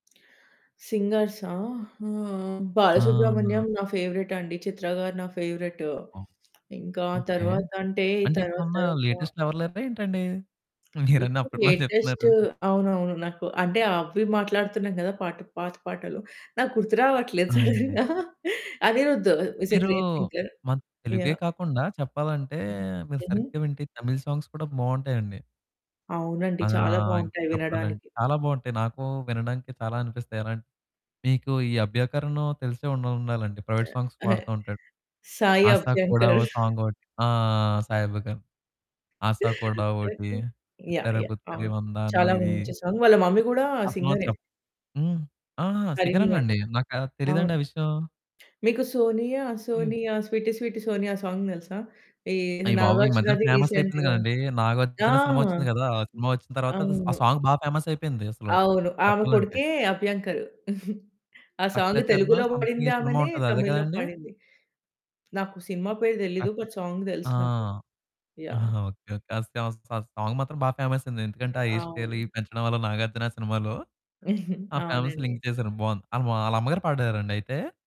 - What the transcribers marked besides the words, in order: in English: "ఫేవరేట్"; in English: "ఫేవరేట్"; in English: "లేటెస్ట్"; laughing while speaking: "మీరన్ని అప్పట్లోనే చెప్తున్నారు"; in English: "సడెన్‌గా"; chuckle; in English: "హీ ఈజ్ ఎ గ్రేట్ సింగర్"; in English: "సాంగ్స్"; in English: "ప్రైవేట్ సాంగ్స్"; in English: "సాంగ్"; distorted speech; in English: "సాంగ్"; in English: "మమ్మీ"; in English: "సాంగ్"; in English: "ఫేమస్"; in English: "రీసెంట్‌గా"; in English: "సాంగ్"; in English: "ఫేమస్"; giggle; in English: "సాంగ్"; in English: "సమ్థింగ్"; in English: "సాంగ్"; unintelligible speech; in English: "సాంగ్"; in English: "ఫేమస్"; in English: "హెయిర్ స్టైల్"; giggle
- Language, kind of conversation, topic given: Telugu, podcast, నువ్వు చిన్నప్పటితో పోలిస్తే నీ పాటల అభిరుచి ఎలా మారింది?